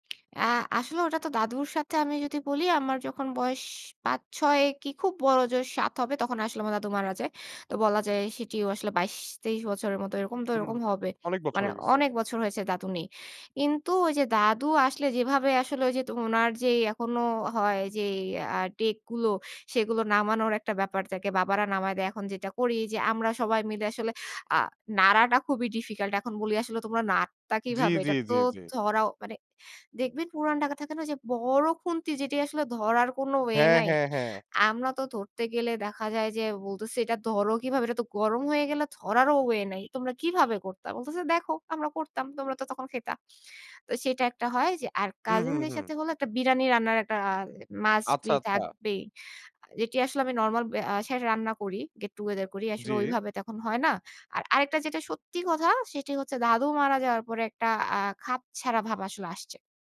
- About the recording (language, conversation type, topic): Bengali, podcast, কোন ঘরোয়া খাবার আপনাকে কোন স্মৃতির কথা মনে করিয়ে দেয়?
- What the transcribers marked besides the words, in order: tapping; "বিরিয়ানি" said as "বিরানি"; "বাসায়" said as "সায়"